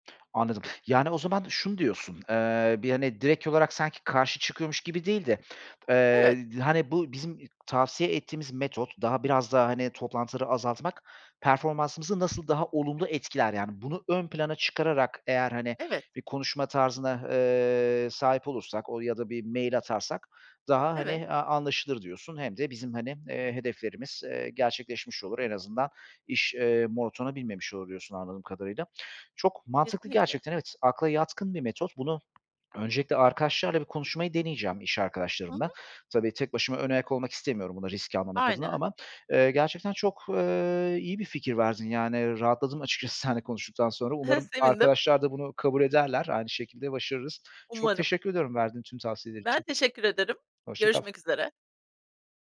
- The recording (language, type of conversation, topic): Turkish, advice, Uzaktan çalışmaya başlayınca zaman yönetimi ve iş-özel hayat sınırlarına nasıl uyum sağlıyorsunuz?
- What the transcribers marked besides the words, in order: tapping; other background noise; chuckle